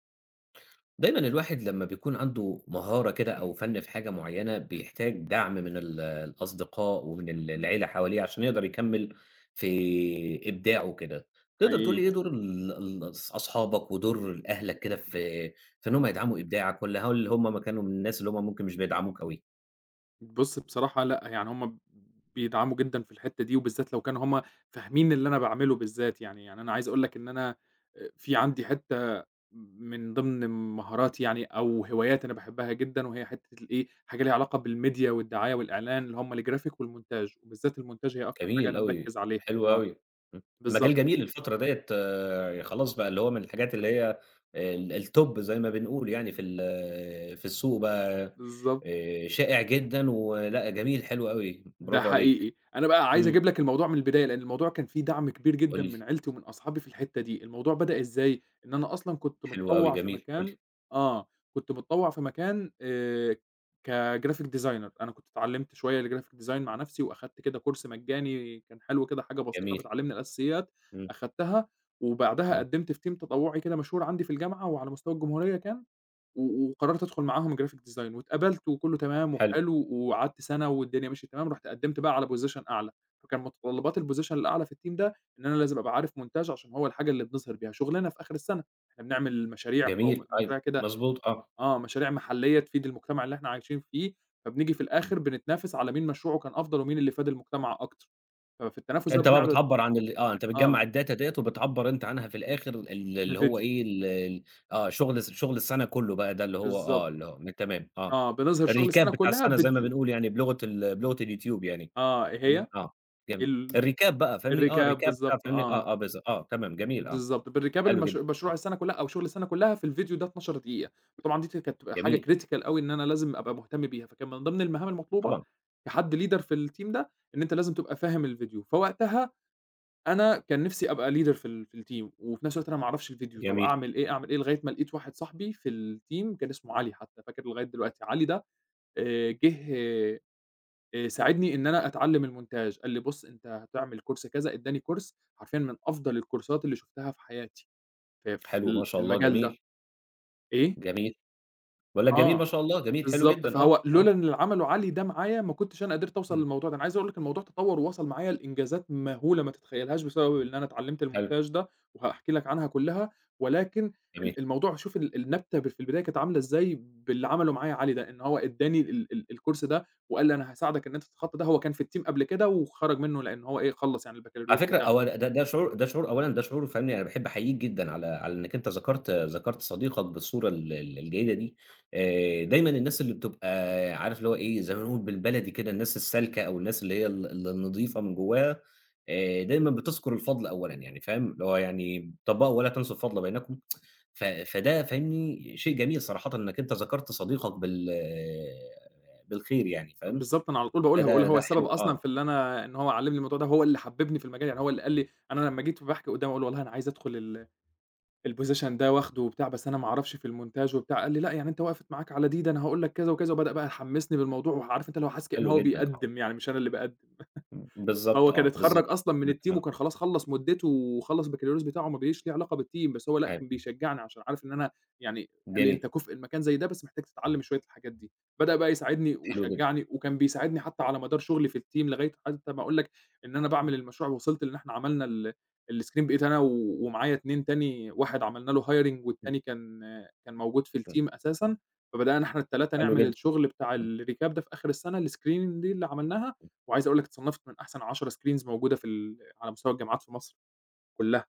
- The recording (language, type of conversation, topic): Arabic, podcast, إيه دور أصحابك وعيلتك في دعم إبداعك؟
- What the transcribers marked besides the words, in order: other background noise; in English: "بالMedia"; in English: "الGraphic"; in French: "والmontage"; in French: "الmontage"; in English: "الTop"; in English: "كGraphic designer"; in English: "الGraphic design"; in English: "Course"; in English: "team"; in English: "Graphic design"; in English: "Position"; in English: "الPosition"; in English: "team"; in French: "montage"; tapping; in English: "الData"; in English: "الRecap"; in English: "الRecap"; in English: "الRecap"; in English: "الRecap"; in English: "بrecap"; in English: "critical"; in English: "leader"; in English: "الteam"; in English: "leader"; in English: "الteam"; in English: "الteam"; in French: "الmontage"; in English: "Course"; in English: "Course"; in English: "الكورسات"; in French: "الmontage"; in English: "الCourse"; in English: "الteam"; tsk; in English: "الPosition"; in French: "الmontage"; chuckle; in English: "الteam"; in English: "بالteam"; in English: "الteam"; in English: "الscreen"; in English: "hiring"; in English: "الteam"; in English: "الrecap"; in English: "الscreening"; in English: "screens"